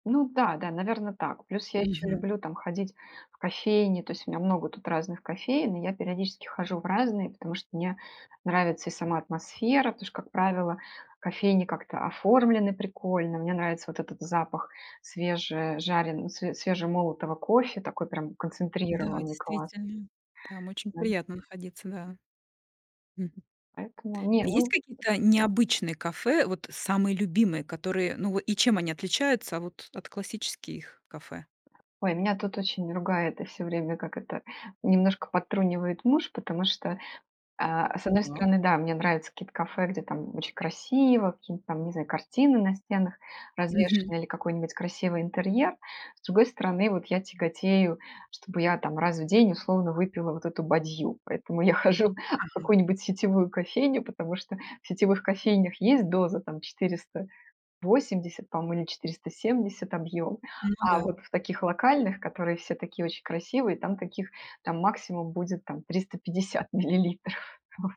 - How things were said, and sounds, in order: tapping; laughing while speaking: "я хожу"; other background noise; laughing while speaking: "миллилитров"; chuckle
- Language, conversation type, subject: Russian, podcast, Как выглядит твой утренний ритуал с кофе или чаем?